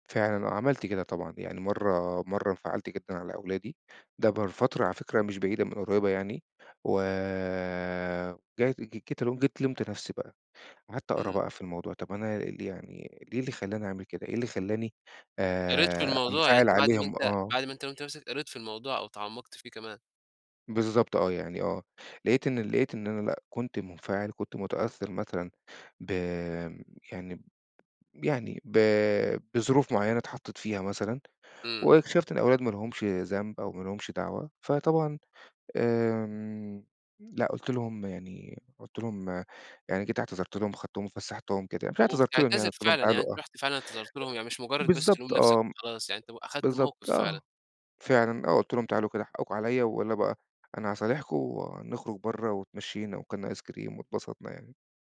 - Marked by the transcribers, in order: unintelligible speech; in English: "آيس كريم"
- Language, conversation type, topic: Arabic, podcast, إزاي تعبّر عن احتياجك من غير ما تلوم؟